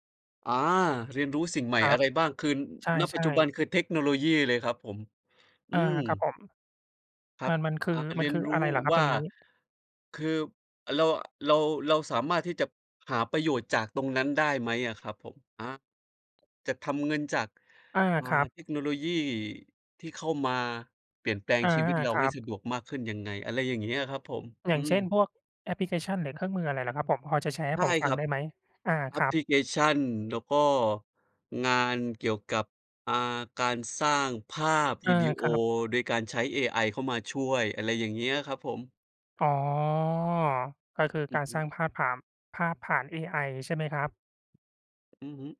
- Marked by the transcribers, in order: none
- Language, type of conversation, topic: Thai, unstructured, การเรียนรู้สิ่งใหม่ๆ ทำให้ชีวิตของคุณดีขึ้นไหม?